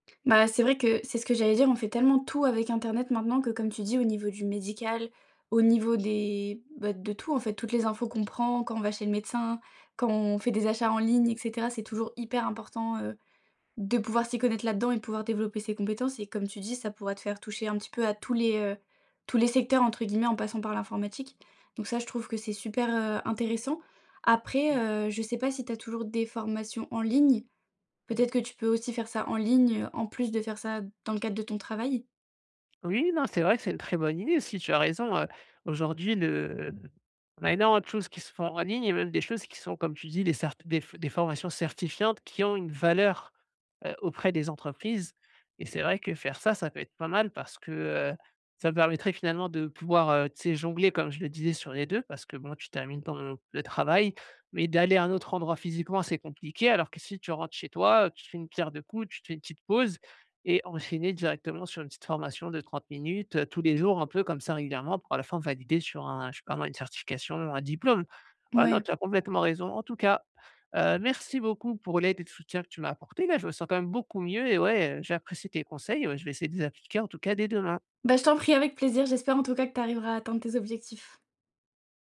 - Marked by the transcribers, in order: tapping; stressed: "en ligne"; stressed: "valeur"; joyful: "Bah, je t'en prie avec … atteindre tes objectifs"
- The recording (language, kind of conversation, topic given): French, advice, Comment puis-je développer de nouvelles compétences pour progresser dans ma carrière ?